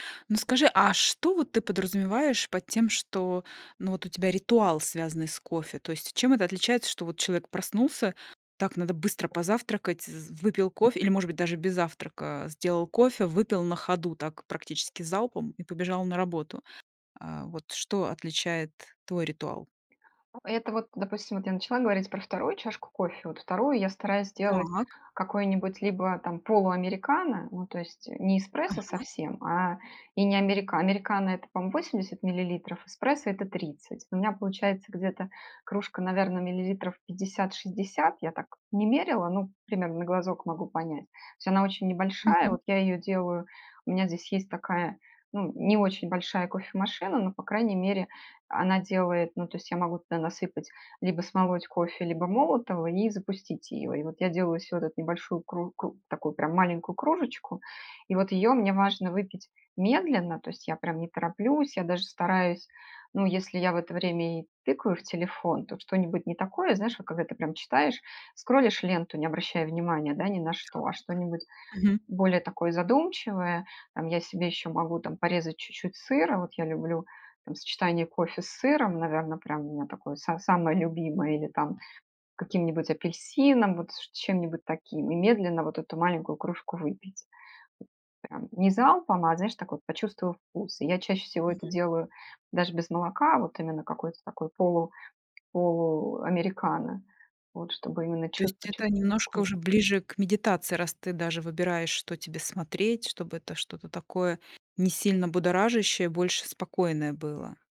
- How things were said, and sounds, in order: tapping; "по-моему" said as "пом"; in English: "скролишь"; other background noise
- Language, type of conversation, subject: Russian, podcast, Как выглядит твой утренний ритуал с кофе или чаем?